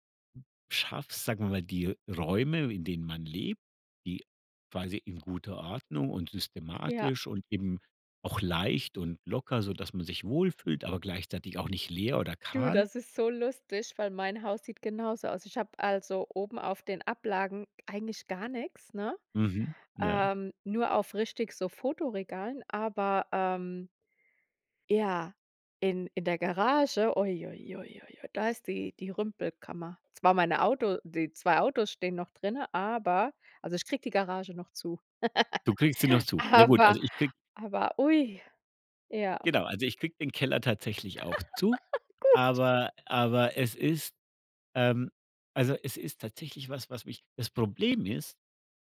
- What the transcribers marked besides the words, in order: other background noise; laugh; laugh
- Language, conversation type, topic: German, podcast, Welche Tipps hast du für mehr Ordnung in kleinen Räumen?